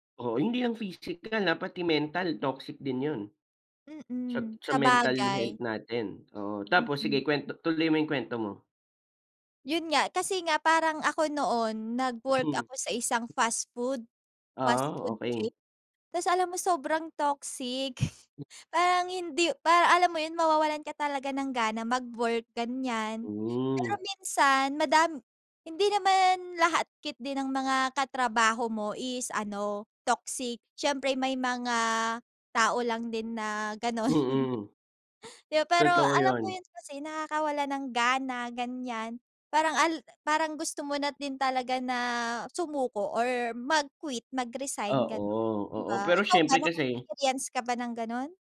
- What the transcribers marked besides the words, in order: tapping; laughing while speaking: "toxic"; laughing while speaking: "gano'n"; laugh
- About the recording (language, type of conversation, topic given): Filipino, unstructured, Ano ang gagawin mo kung bigla kang mawalan ng trabaho bukas?